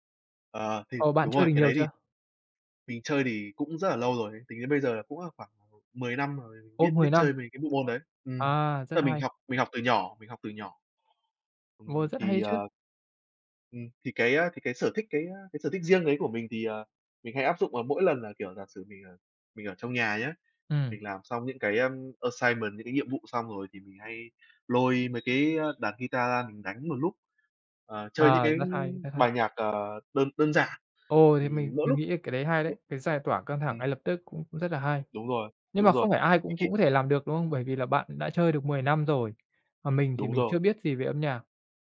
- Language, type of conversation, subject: Vietnamese, unstructured, Bạn thường dành thời gian rảnh để làm gì?
- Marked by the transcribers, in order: tapping; in English: "assignment"; horn; other background noise